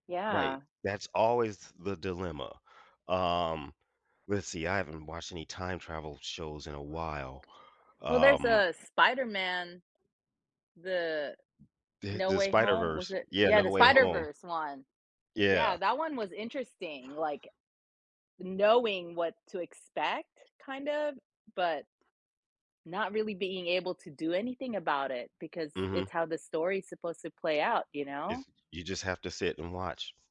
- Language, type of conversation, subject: English, unstructured, How might having special abilities like reading minds or seeing the future affect your everyday life and choices?
- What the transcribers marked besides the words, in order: other background noise; tapping